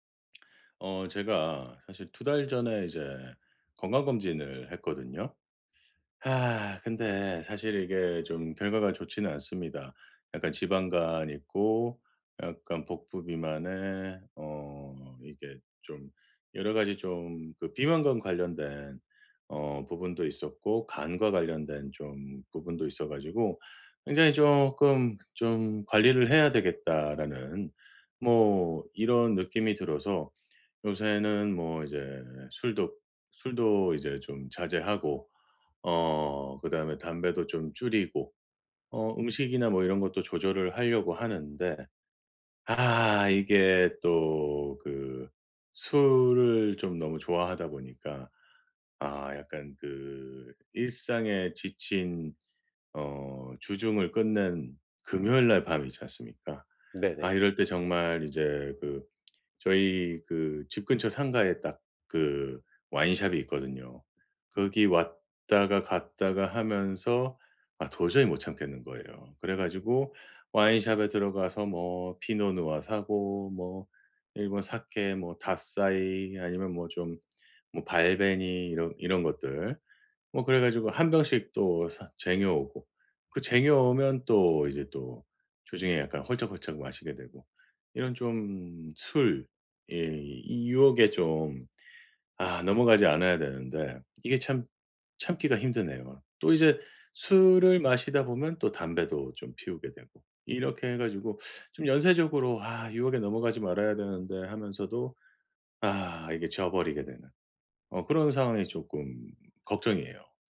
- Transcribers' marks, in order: other background noise
- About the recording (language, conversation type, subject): Korean, advice, 유혹을 느낄 때 어떻게 하면 잘 막을 수 있나요?